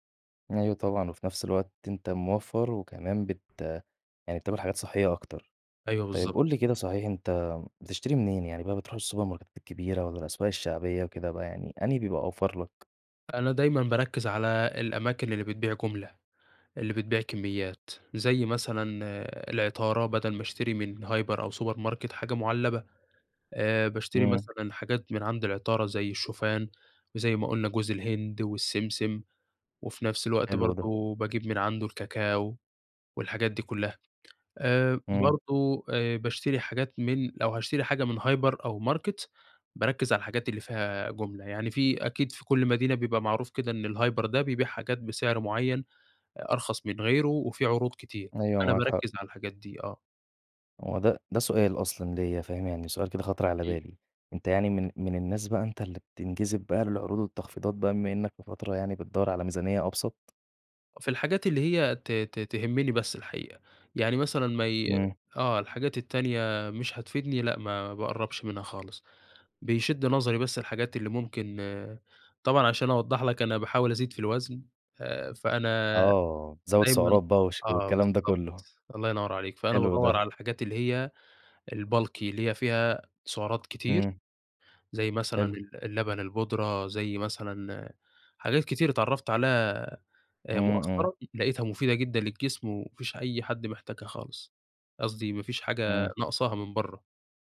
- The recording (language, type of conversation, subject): Arabic, podcast, إزاي تحافظ على أكل صحي بميزانية بسيطة؟
- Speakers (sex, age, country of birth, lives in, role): male, 20-24, Egypt, Egypt, guest; male, 20-24, Egypt, Egypt, host
- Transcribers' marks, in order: in English: "السوبرماركات"; in English: "هايبر"; in English: "سوبر ماركت"; tapping; in English: "هايبر"; in English: "ماركت"; in English: "الbulky"